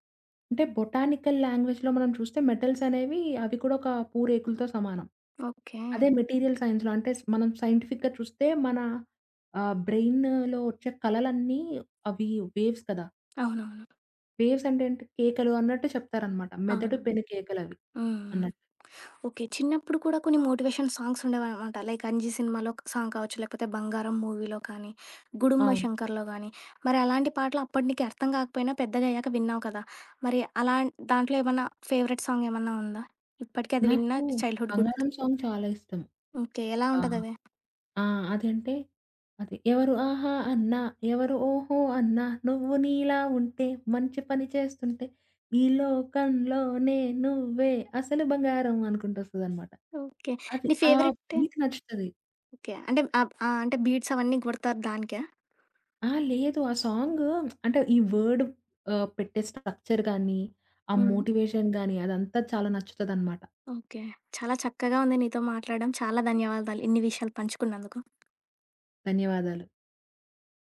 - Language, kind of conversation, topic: Telugu, podcast, మీ చిన్నప్పటి జ్ఞాపకాలను వెంటనే గుర్తుకు తెచ్చే పాట ఏది, అది ఎందుకు గుర్తొస్తుంది?
- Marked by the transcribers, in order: in English: "బొటానికల్ లాంగ్వేజ్‌లో"; in English: "మెటీరియల్ సైన్స్‌లో"; in English: "సైంటిఫిక్‌గా"; in English: "వేవ్స్"; tapping; other background noise; in English: "వేవ్స్"; in English: "మోటివేషన్ సాంగ్స్"; in English: "లైక్"; in English: "సాంగ్"; in English: "మూవీలో"; in English: "ఫేవరెట్ సాంగ్"; in English: "చైల్డ్ హూడ్"; in English: "సాంగ్"; singing: "ఎవరు ఆహా అన్నా, ఎవరు ఓహో! … నువ్వే అసలు బంగారం"; in English: "బీట్"; in English: "బీట్స్"; lip smack; in English: "వర్డ్"; in English: "స్ట్రక్చర్"; in English: "మోటివేషన్"